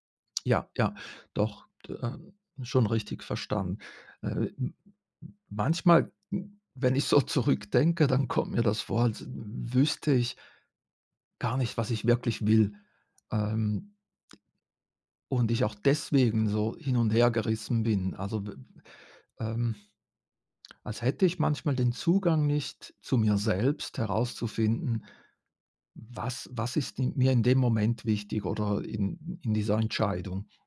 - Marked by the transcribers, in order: laughing while speaking: "so"
- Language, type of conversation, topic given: German, advice, Wie kann ich innere Motivation finden, statt mich nur von äußeren Anreizen leiten zu lassen?